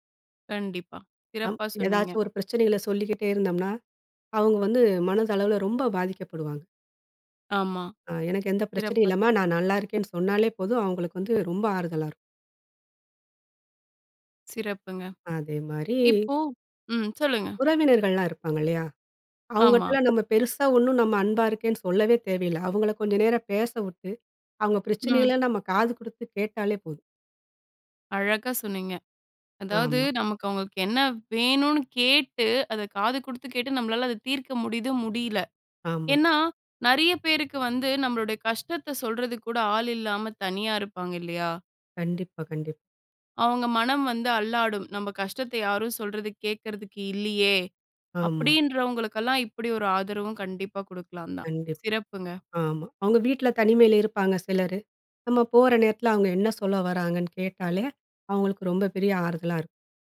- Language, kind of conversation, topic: Tamil, podcast, அன்பை வெளிப்படுத்தும்போது சொற்களையா, செய்கைகளையா—எதையே நீங்கள் அதிகம் நம்புவீர்கள்?
- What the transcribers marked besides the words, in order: "பிரச்சனைகளை" said as "பிரச்சனைகள"; other background noise; sad: "அவங்க வந்து மனதளவில ரொம்ப பாதிக்கப்படுவாங்க"